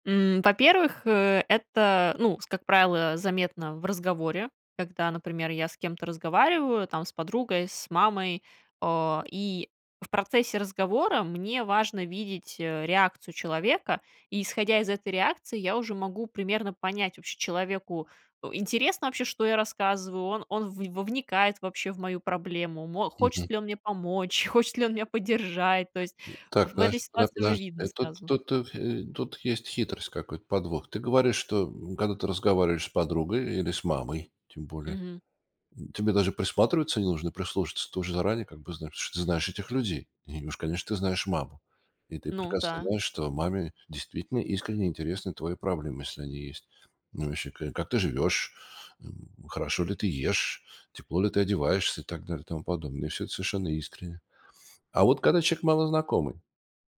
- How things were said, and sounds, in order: laughing while speaking: "хочет ли он меня поддержать"; other background noise
- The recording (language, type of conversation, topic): Russian, podcast, Как отличить настоящую поддержку от пустых слов?